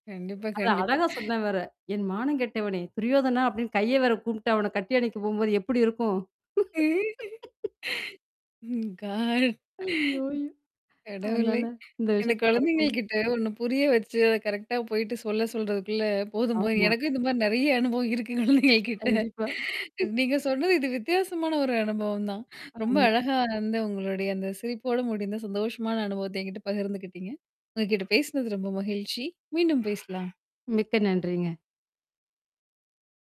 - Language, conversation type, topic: Tamil, podcast, சிரிப்போடு முடிந்த ஒரு சந்தோஷமான அனுபவத்தைப் பற்றி சொல்ல முடியுமா?
- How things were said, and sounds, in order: laughing while speaking: "கண்டிப்பா, கண்டிப்பா"; laugh; chuckle; laughing while speaking: "அய்யோ! அய்யோ! அதனால இந்த விஷயத்த"; in English: "கரெக்ட்டா"; distorted speech; laughing while speaking: "எனக்கும் இந்த மாரி நெறைய அனுபவம் இருக்கு குழந்தைங்ககிட்ட"; chuckle; mechanical hum